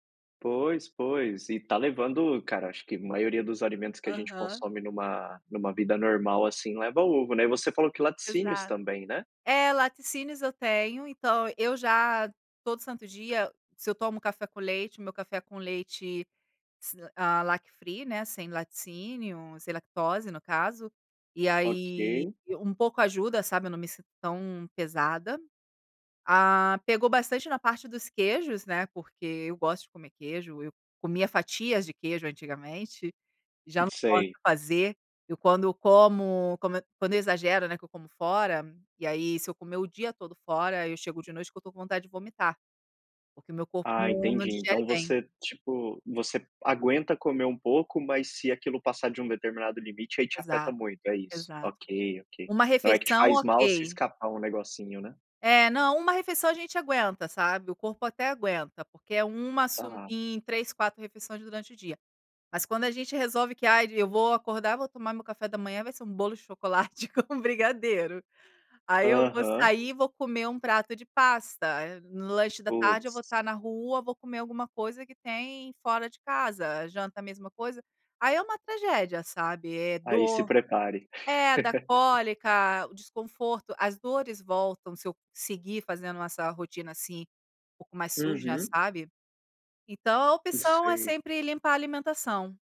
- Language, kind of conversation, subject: Portuguese, podcast, Que hábito melhorou a sua saúde?
- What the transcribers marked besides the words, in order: in English: "lac free"; laughing while speaking: "chocolate com"; laugh